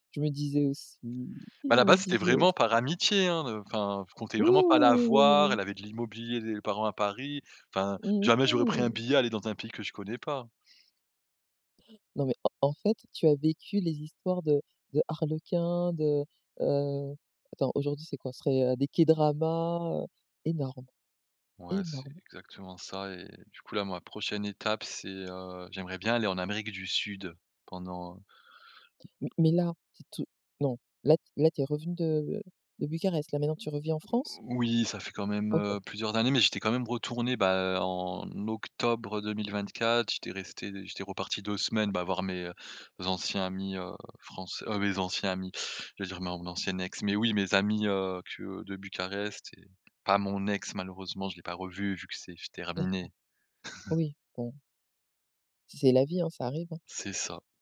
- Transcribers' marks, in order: tapping; other background noise; chuckle
- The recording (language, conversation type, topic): French, podcast, As-tu déjà transformé une amitié en ligne en amitié dans la vraie vie ?